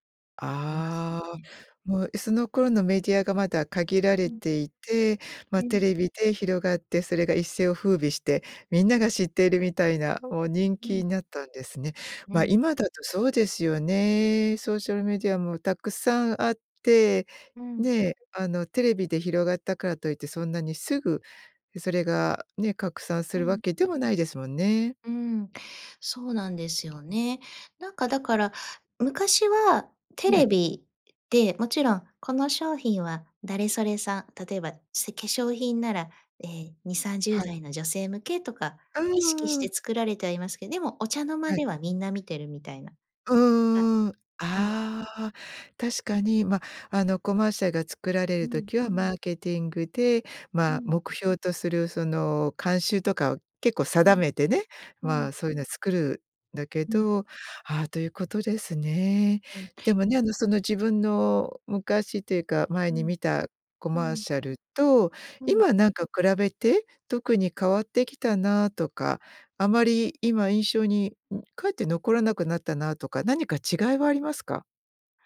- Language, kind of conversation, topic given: Japanese, podcast, 昔のCMで記憶に残っているものは何ですか?
- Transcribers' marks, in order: none